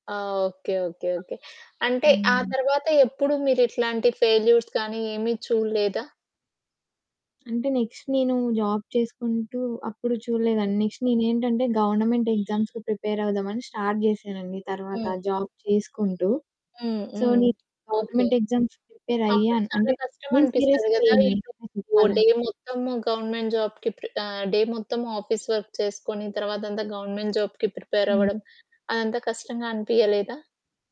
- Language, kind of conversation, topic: Telugu, podcast, మీ జీవితంలో ఎదురైన ఒక ఎదురుదెబ్బ నుంచి మీరు ఎలా మళ్లీ నిలబడ్డారు?
- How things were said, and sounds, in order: background speech; in English: "ఫెయిల్యూర్స్"; other background noise; in English: "నెక్స్ట్"; in English: "జాబ్"; in English: "నెక్స్ట్"; in English: "గవర్నమెంట్ ఎగ్జామ్స్‌కి"; horn; in English: "స్టార్ట్"; in English: "జాబ్"; static; in English: "సో"; distorted speech; in English: "గవర్నమెంట్ ఎగ్జామ్స్‌కి"; in English: "సీరియస్‌గా"; in English: "డే"; in English: "గవర్నమెంట్ జాబ్‌కి"; in English: "డే"; in English: "ఆఫీస్ వర్క్"; in English: "గవర్నమెంట్ జాబ్‌కి"